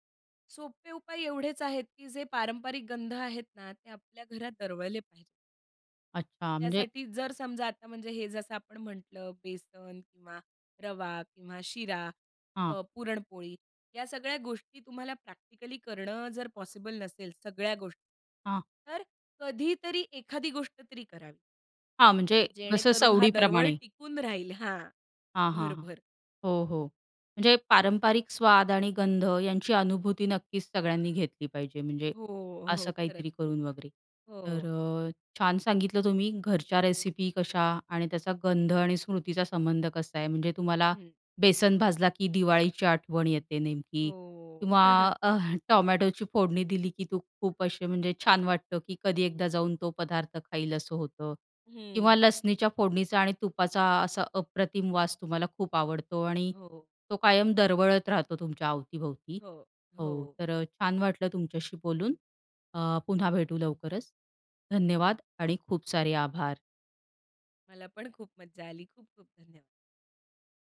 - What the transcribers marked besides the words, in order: chuckle; laughing while speaking: "अ"
- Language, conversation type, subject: Marathi, podcast, घरच्या रेसिपींच्या गंधाचा आणि स्मृतींचा काय संबंध आहे?